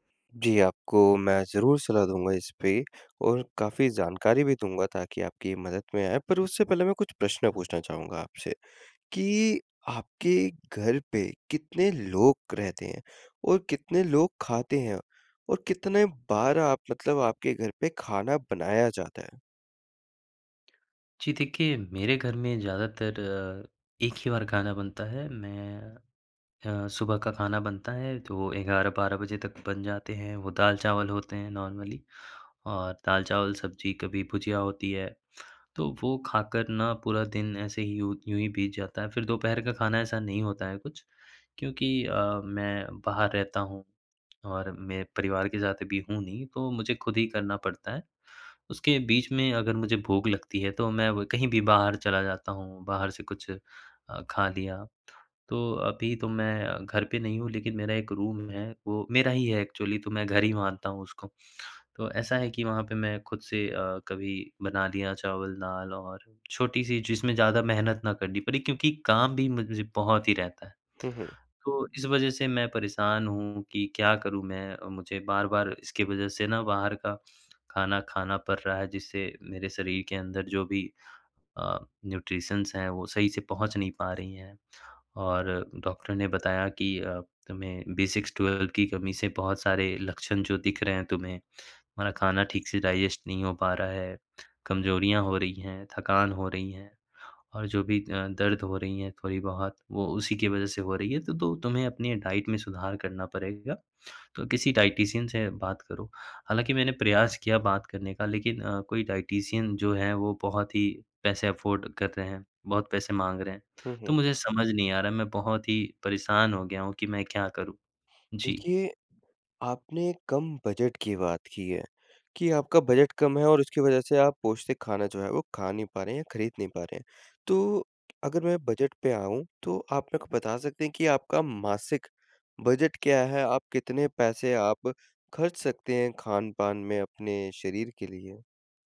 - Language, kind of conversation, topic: Hindi, advice, कम बजट में पौष्टिक खाना खरीदने और बनाने को लेकर आपकी क्या चिंताएँ हैं?
- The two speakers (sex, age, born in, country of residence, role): male, 20-24, India, India, advisor; male, 20-24, India, India, user
- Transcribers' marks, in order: tapping; other background noise; in English: "नॉर्मली"; in English: "रूम"; in English: "एक्चुअली"; in English: "न्यूट्रिशन्स"; in English: "बी सिक्स, ट्वेल्व"; in English: "डाइजेस्ट"; in English: "डाइट"; in English: "डाइटिशियन"; in English: "डाइटिशियन"; in English: "अफ़ोर्ड"